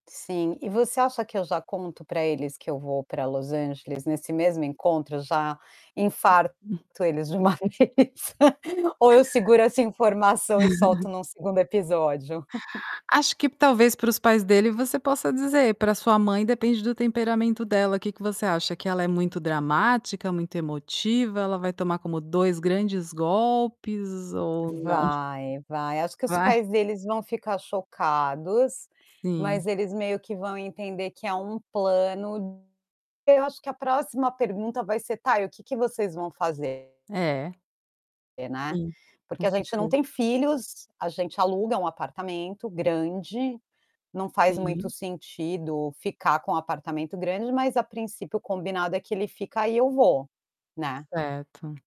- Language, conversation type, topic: Portuguese, advice, Como posso comunicar o término do relacionamento de forma clara e respeitosa?
- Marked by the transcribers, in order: tapping; static; distorted speech; laugh; other background noise; chuckle; chuckle